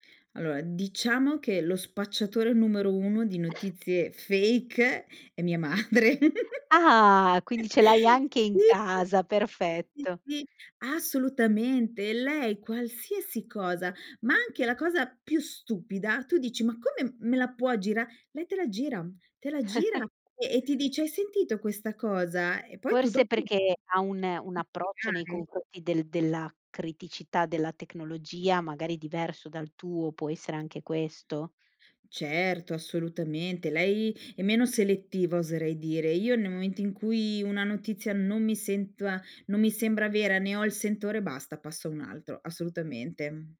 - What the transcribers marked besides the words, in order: "Allora" said as "alloa"; other background noise; in English: "fake"; laughing while speaking: "madre"; stressed: "Ah"; giggle; chuckle; chuckle; tapping; unintelligible speech
- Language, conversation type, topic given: Italian, podcast, Che ruolo hanno i social nella tua giornata informativa?
- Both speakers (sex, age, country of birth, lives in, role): female, 35-39, Italy, Italy, host; female, 45-49, Italy, Italy, guest